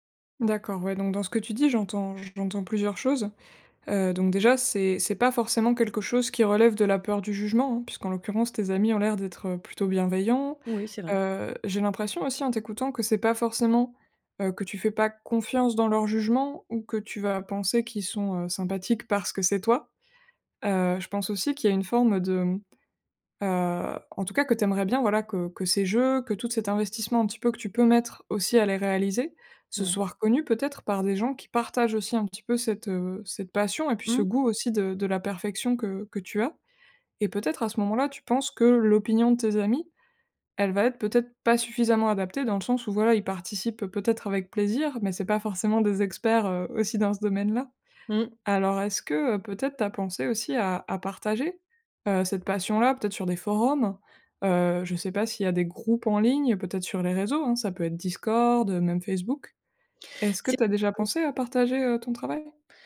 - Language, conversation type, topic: French, advice, Comment le perfectionnisme t’empêche-t-il de terminer tes projets créatifs ?
- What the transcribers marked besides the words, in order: other background noise; tapping